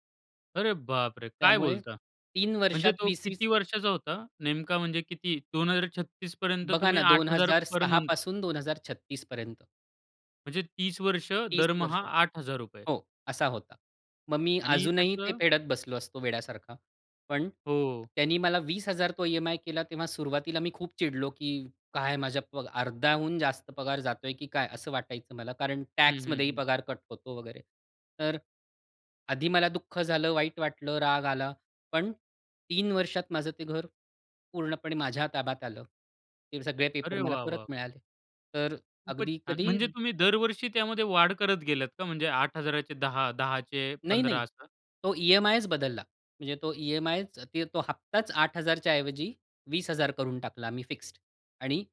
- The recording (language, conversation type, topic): Marathi, podcast, पहिलं घर घेतल्यानंतर काय वाटलं?
- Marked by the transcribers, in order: surprised: "अरे बापरे! काय बोलता?"; in English: "पर मंथ"; in English: "टॅक्समध्येही"; in English: "फिक्स्ड"